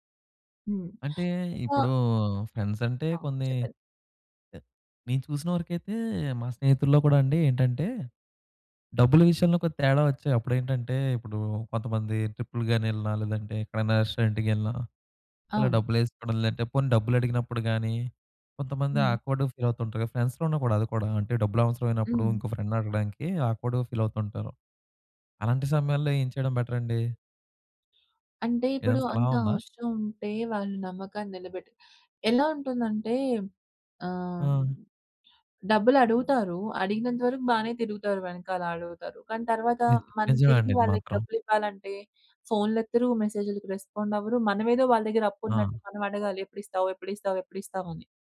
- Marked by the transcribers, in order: in English: "ఫ్రెండ్స్"; other noise; in English: "రెస్టారెంట్‌కి"; in English: "ఆక్వర్డ్‌గా ఫీల్"; in English: "ఫ్రెండ్స్‌లో"; in English: "ఫ్రెండ్‌ని"; in English: "ఆక్వర్డ్‌గా ఫీల్"; in English: "బెటర్"; in English: "రెస్పాండ్"
- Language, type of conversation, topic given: Telugu, podcast, మీ భావాలను మీరు సాధారణంగా ఎలా వ్యక్తపరుస్తారు?